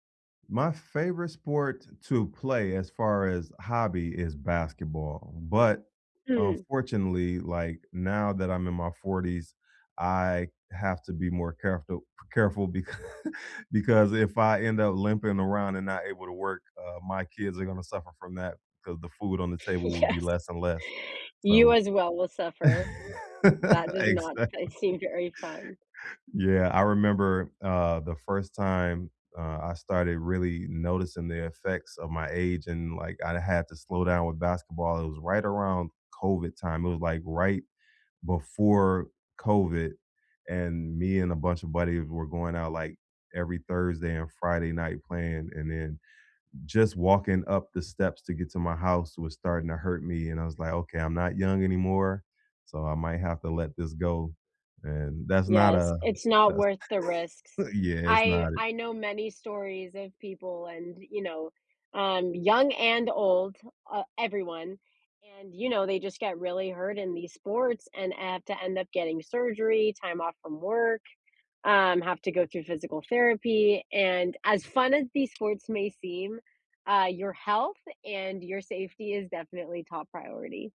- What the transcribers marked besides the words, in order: "careful" said as "careftoo"; laughing while speaking: "becau"; laughing while speaking: "Yes"; laugh; laughing while speaking: "Exactly"; tapping; chuckle; other background noise
- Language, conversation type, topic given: English, unstructured, What hobby do you think is overrated by most people?
- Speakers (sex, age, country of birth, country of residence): female, 20-24, United States, United States; male, 50-54, United States, United States